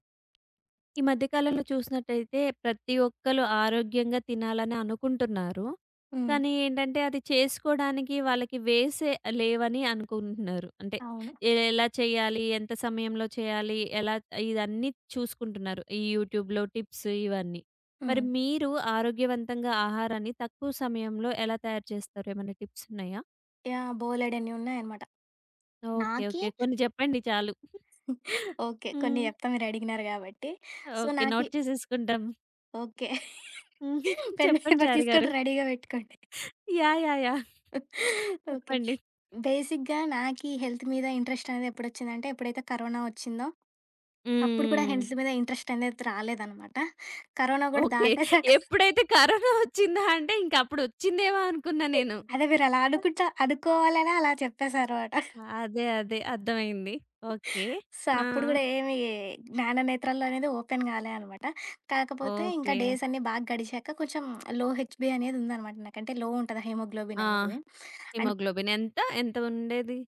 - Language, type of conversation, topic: Telugu, podcast, ఆరోగ్యవంతమైన ఆహారాన్ని తక్కువ సమయంలో తయారుచేయడానికి మీ చిట్కాలు ఏమిటి?
- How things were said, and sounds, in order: other background noise; in English: "యూట్యూబ్‌లో టిప్స్"; chuckle; in English: "సో"; in English: "నోట్"; chuckle; laughing while speaking: "చెప్పండి చారిగారు"; in English: "రెడీగా"; laughing while speaking: "యాహ్! యాహ్! యాహ్! చెప్పండి"; chuckle; in English: "బేసిక్‌గా"; in English: "హెల్త్"; in English: "హెల్త్"; laughing while speaking: "ఓకే. ఎప్పుడైతే కరోనా ఒచ్చిందా అంటే ఇంకప్పుడొచ్చిందేమో అనుకున్నా నేను"; chuckle; laughing while speaking: "అనుకోవాలనే అలా చెప్పేసాన్నమాట"; in English: "సో"; in English: "ఓపెన్"; lip smack; in English: "లో హెచ్‌బి"; in English: "లో"; in English: "హిమోగ్లోబిన్"; in English: "హిమోగ్లోబిన్"; in English: "అండ్"